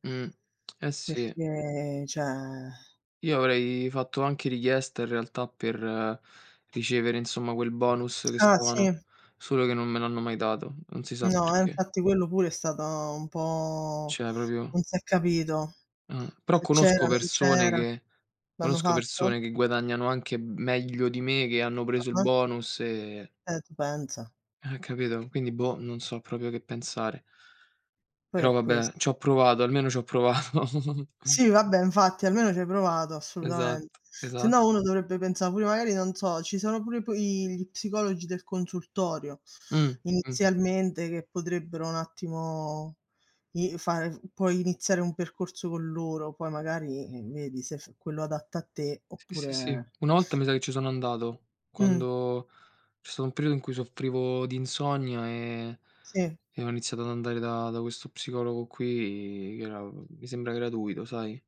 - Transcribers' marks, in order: tsk; other background noise; "cioè" said as "ceh"; "Cioè" said as "ceh"; "proprio" said as "propio"; "pensa" said as "penza"; other noise; "proprio" said as "propio"; laughing while speaking: "provato"; chuckle; "assolutamente" said as "assoludamende"; "pensa'" said as "penza"; tapping
- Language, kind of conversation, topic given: Italian, unstructured, Perché parlare di salute mentale è ancora un tabù?